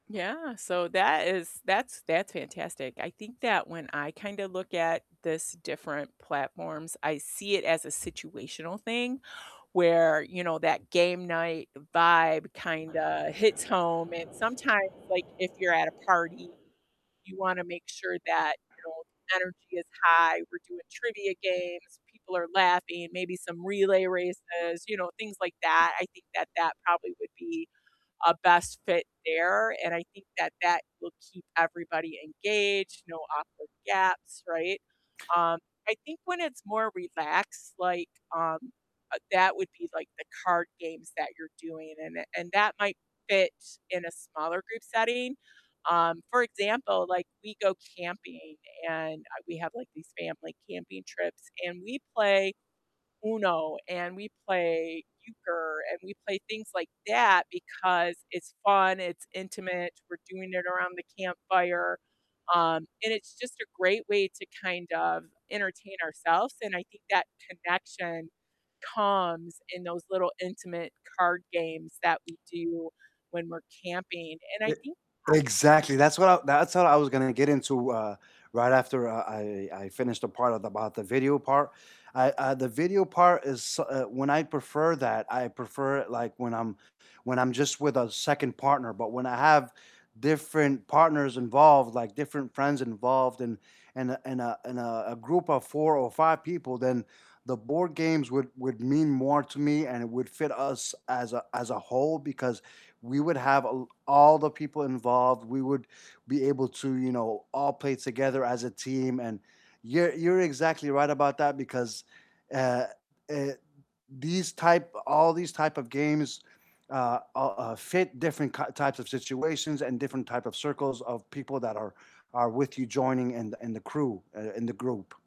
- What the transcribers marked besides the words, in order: static; other background noise; distorted speech; tapping; unintelligible speech
- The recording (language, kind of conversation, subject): English, unstructured, What kind of game do you like best for game night—board games, card games, party games, or video games—and why?
- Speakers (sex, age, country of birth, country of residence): female, 55-59, United States, United States; male, 35-39, United States, United States